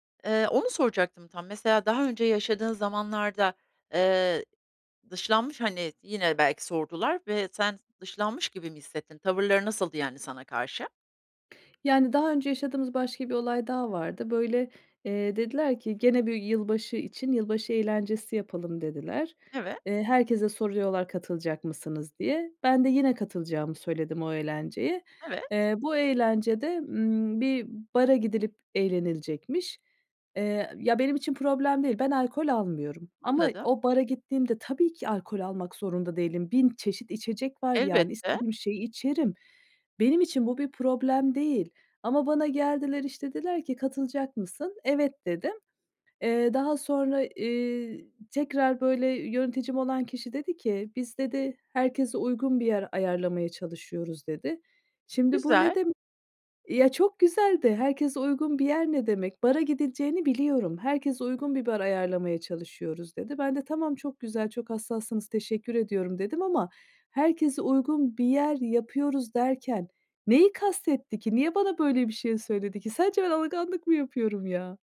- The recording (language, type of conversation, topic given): Turkish, advice, Kutlamalarda kendimi yalnız ve dışlanmış hissediyorsam arkadaş ortamında ne yapmalıyım?
- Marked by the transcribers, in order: tapping; other background noise